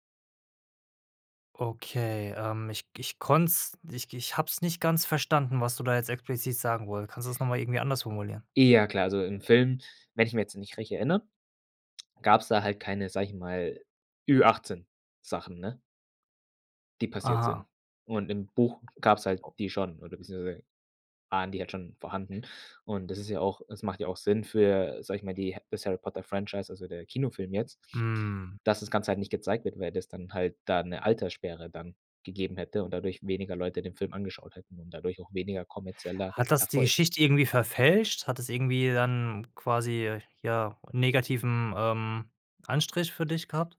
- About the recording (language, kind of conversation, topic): German, podcast, Was kann ein Film, was ein Buch nicht kann?
- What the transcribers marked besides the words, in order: unintelligible speech